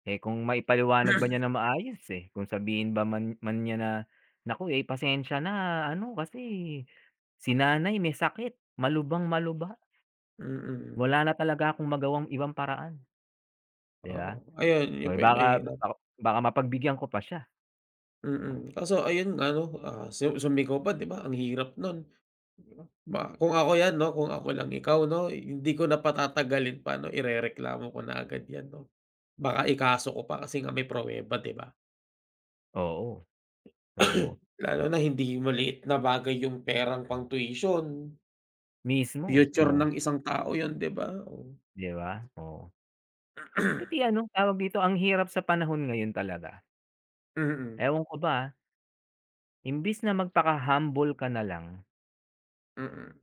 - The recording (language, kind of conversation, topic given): Filipino, unstructured, Bakit mahalaga ang pagpapatawad sa sarili at sa iba?
- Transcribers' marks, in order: throat clearing; cough; throat clearing